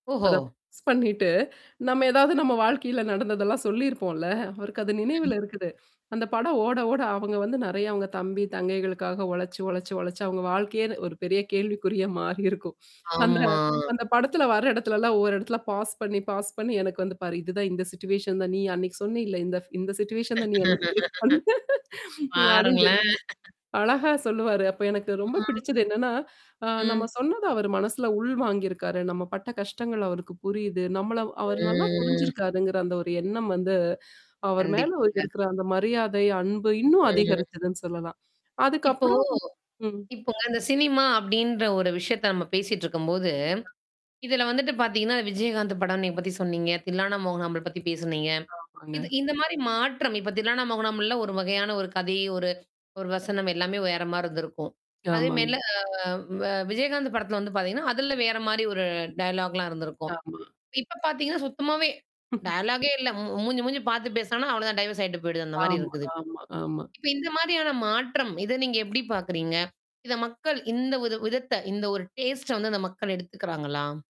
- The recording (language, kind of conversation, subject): Tamil, podcast, நீங்கள் நினைப்பதுபோல் காலப்போக்கில் சினிமா ரசனை எப்படித் தானாக மாறுகிறது?
- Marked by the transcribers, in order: distorted speech; static; other background noise; mechanical hum; drawn out: "ஆமா"; in English: "பாஸ்"; in English: "பாஸ்"; in English: "சிச்சுவேஷன்"; laughing while speaking: "பாருங்களேன்"; drawn out: "பாருங்களேன்"; in English: "சிச்சுவேஷன்"; laughing while speaking: "நீ அன்னைக்கு ஃபேஸ் பண்ண"; in English: "ஃபேஸ்"; chuckle; drawn out: "ம்"; tapping; "ஆமாங்க" said as "யமாங்க"; in English: "டயலாக்லாம்"; "ஆமா" said as "யமா"; in English: "டயாலாகே"; chuckle; horn; in English: "டைவர்ஸ்"; in English: "டேஸ்ட்ட"